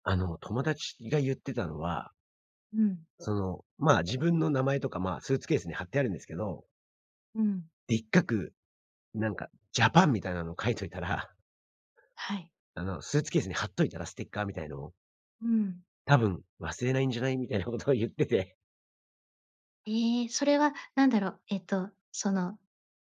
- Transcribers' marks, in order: none
- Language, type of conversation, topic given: Japanese, podcast, 荷物が届かなかったとき、どう対応しましたか？